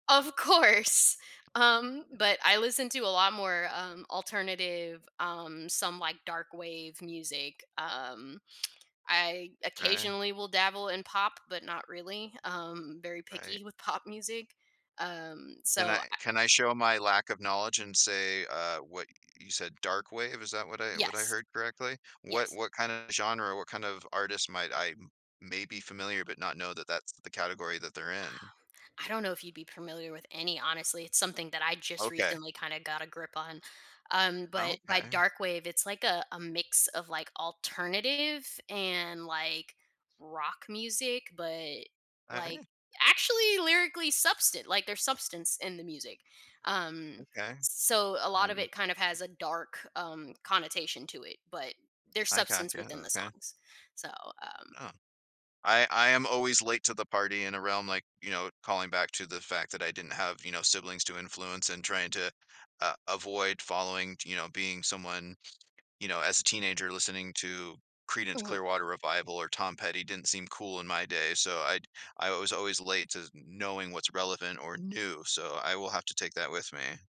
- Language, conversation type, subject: English, podcast, How do early experiences shape our lifelong passion for music?
- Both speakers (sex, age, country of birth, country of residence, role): female, 30-34, United States, United States, guest; male, 40-44, Canada, United States, host
- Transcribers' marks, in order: unintelligible speech